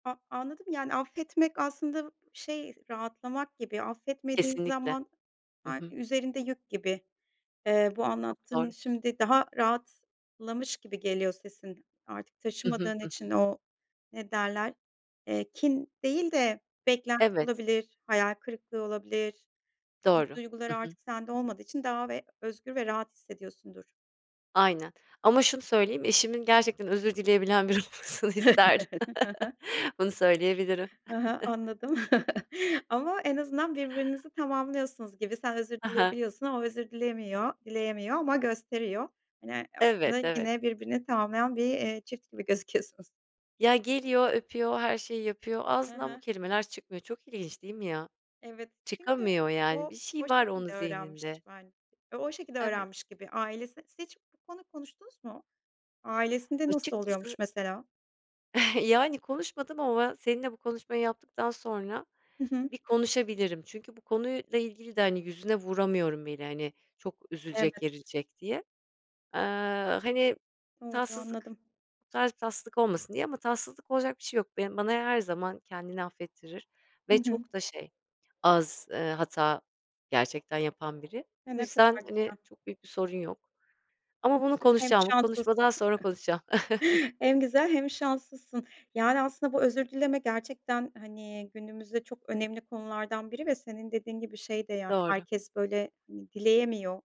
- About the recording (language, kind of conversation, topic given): Turkish, podcast, Hata yaptığında özür dilemeyi nasıl ele alırsın?
- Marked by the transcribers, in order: unintelligible speech; chuckle; laughing while speaking: "Hı hı"; laughing while speaking: "biri olmasını isterdim"; chuckle; other background noise; chuckle; chuckle; chuckle